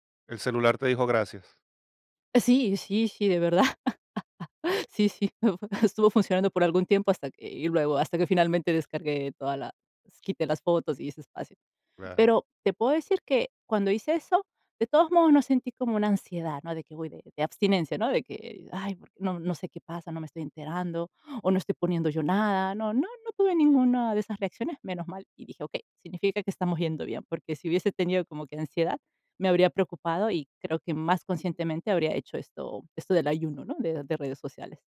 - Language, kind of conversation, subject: Spanish, podcast, ¿Qué técnicas usas para evitar comparar tu vida con lo que ves en las redes sociales?
- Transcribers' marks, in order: chuckle